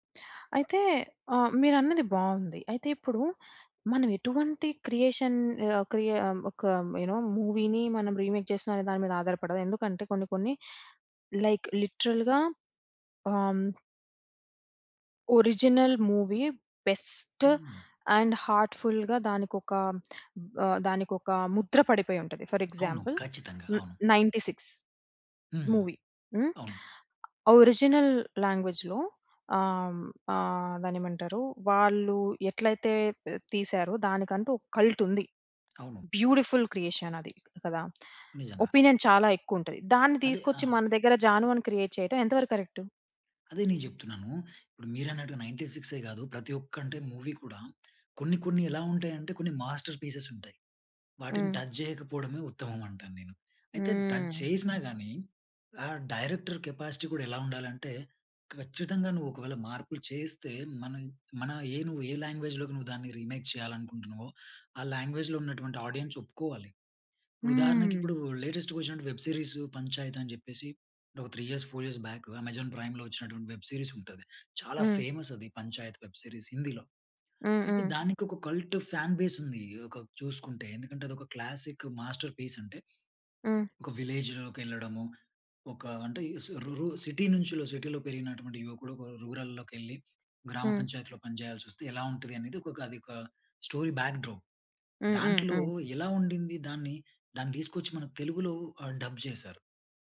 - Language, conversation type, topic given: Telugu, podcast, రిమేక్‌లు, ఒరిజినల్‌ల గురించి మీ ప్రధాన అభిప్రాయం ఏమిటి?
- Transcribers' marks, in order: in English: "క్రియేషన్"; in English: "యు నో మూవీని"; in English: "రీమేక్"; in English: "లైక్ లిటరల్‌గా"; in English: "ఒరిజినల్ మూవీ బెస్ట్ అండ్ హార్ట్ఫుల్‌గా"; in English: "ఫోర్ ఎగ్జాంపుల్ న్ 'నైంటీ సిక్స్' మూవీ"; in English: "ఒరిజినల్ లాంగ్వేజ్‌లో"; in English: "కల్ట్"; in English: "బ్యూటిఫుల్ క్రియేషన్"; in English: "ఒపీనియన్"; in English: "క్రియేట్"; in English: "కరెక్ట్?"; in English: "మూవీ"; in English: "మాస్టర్ పీసెస్"; in English: "టచ్"; in English: "టచ్"; in English: "డైరెక్టర్ కెపాసిటీ"; in English: "లాంగ్వేజ్‌లోకి"; in English: "రీమేక్"; in English: "లాంగ్వేజ్‌లో"; in English: "ఆడియన్స్"; in English: "లేటెస్ట్‌గా"; in English: "వెబ్ సీరీస్"; in English: "త్రీ ఇయర్స్, ఫోర్ ఇయర్స్ బాక్"; in English: "వెబ్ సీరీస్"; in English: "ఫేమస్"; in English: "వెబ్ సీరీస్"; in English: "కల్ట్ ఫాన్ బేస్"; in English: "క్లాసిక్ మాస్టర్ పీస్"; in English: "సిటీ"; in English: "సిటీలో"; in English: "స్టోరీ బాక్ డ్రాప్"; in English: "డబ్"